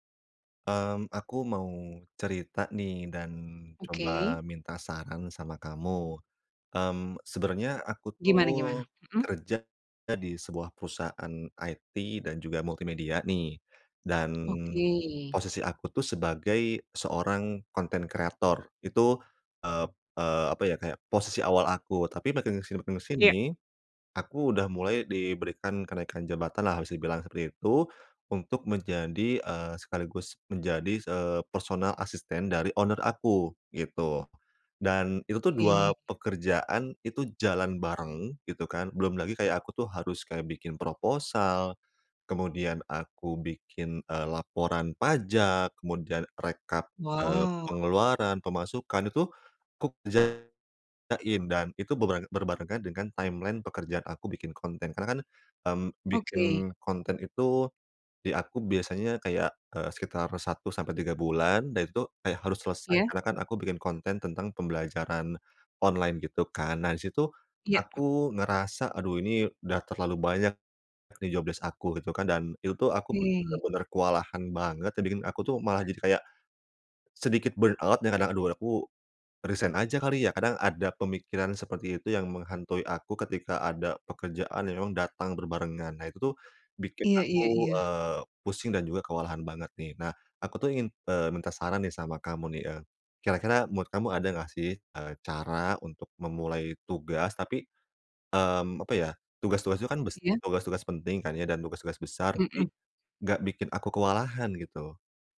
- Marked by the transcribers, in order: in English: "IT"; other background noise; in English: "owner"; in English: "timeline"; in English: "burn out"
- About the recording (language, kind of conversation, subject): Indonesian, advice, Bagaimana cara memulai tugas besar yang membuat saya kewalahan?